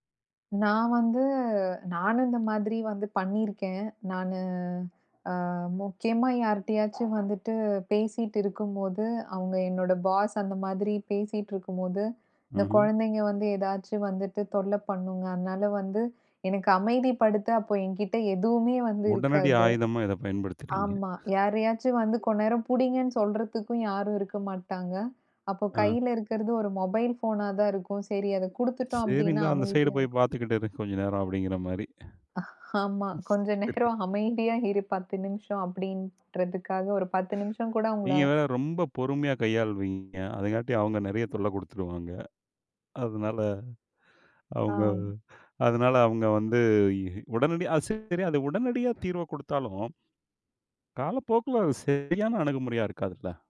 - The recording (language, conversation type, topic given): Tamil, podcast, குழந்தைகளின் திரை நேரத்தை எப்படி கட்டுப்படுத்த வேண்டும் என்று நீங்கள் என்ன ஆலோசனை சொல்வீர்கள்?
- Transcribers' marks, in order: dog barking; in English: "பாஸ்"; chuckle; "கொஞ்ச" said as "கொன்"; other noise; laughing while speaking: "ஆமா. கொஞ்ச நேரம் அமைதியா இரு பத்து நிமிஷம்"; laughing while speaking: "சரி"; laugh; other background noise; laughing while speaking: "அதனால அவுங்க அத அதனால அவுங்க வந்து இ உடனடி"